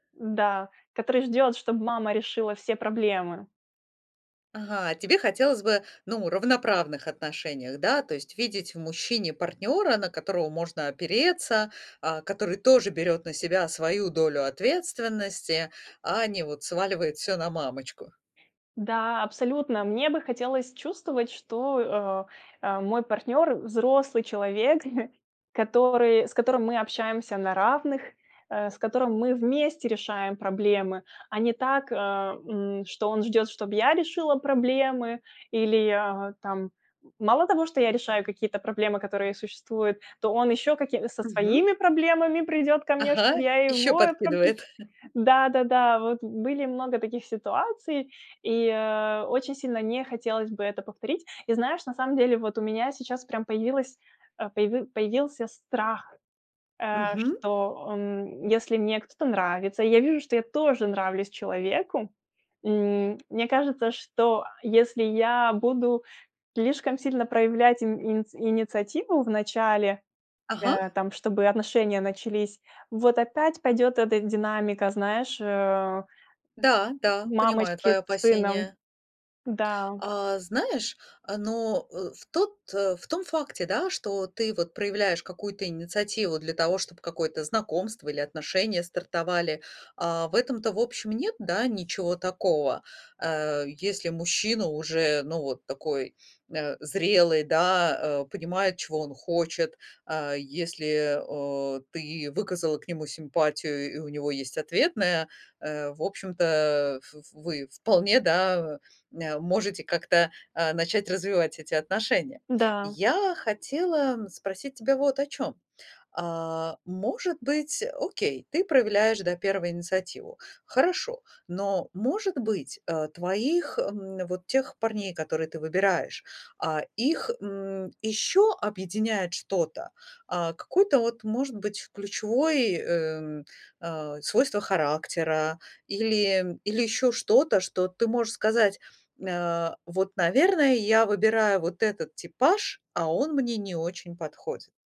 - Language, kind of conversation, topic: Russian, advice, Как понять, совместимы ли мы с партнёром, если наши жизненные приоритеты не совпадают?
- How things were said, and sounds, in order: other background noise; tapping; chuckle; chuckle; unintelligible speech